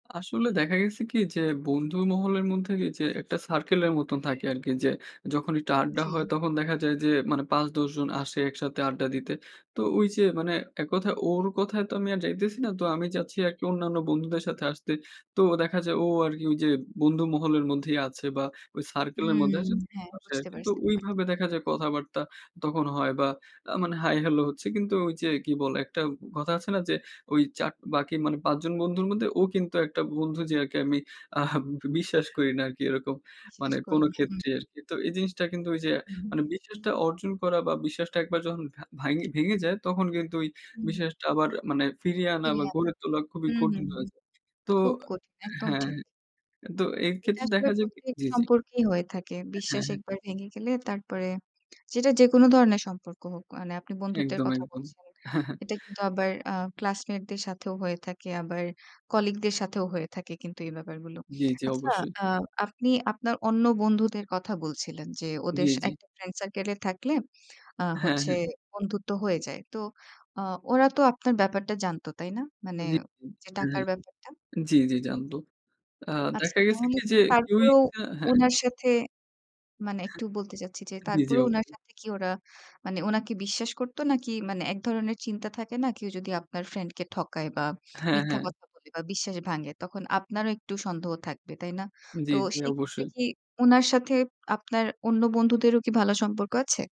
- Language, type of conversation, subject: Bengali, podcast, সীমা লঙ্ঘনের পরে আবার বিশ্বাস কীভাবে গড়ে তোলা যায়?
- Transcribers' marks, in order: tapping; unintelligible speech; other background noise; chuckle